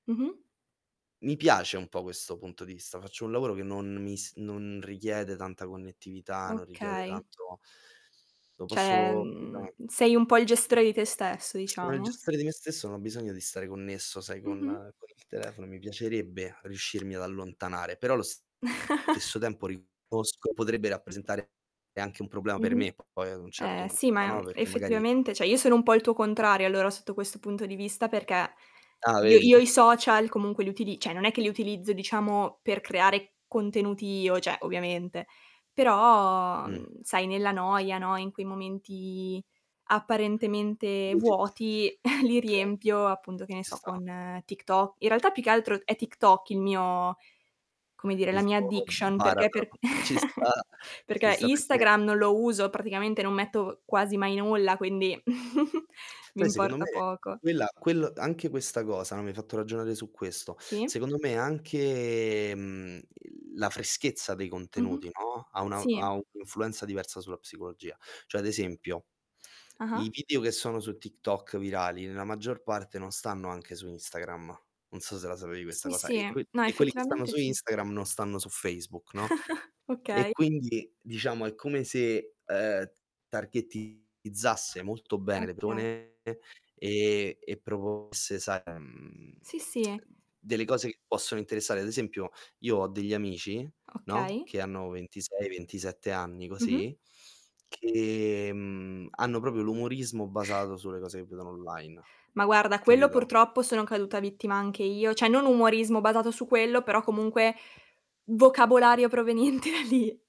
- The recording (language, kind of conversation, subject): Italian, unstructured, Come pensi che la tecnologia abbia cambiato il modo di comunicare?
- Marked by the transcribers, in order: tapping; static; "Cioè" said as "ceh"; distorted speech; chuckle; "perché" said as "peché"; "cioè" said as "ceh"; background speech; "cioè" said as "ceh"; "cioè" said as "ceh"; drawn out: "però"; drawn out: "momenti"; unintelligible speech; chuckle; in English: "addiction"; chuckle; chuckle; drawn out: "anche"; chuckle; other background noise; in English: "targettizzasse"; drawn out: "mhmm"; tongue click; drawn out: "che"; "proprio" said as "propio"; "cioè" said as "ceh"; laughing while speaking: "proveniente da lì"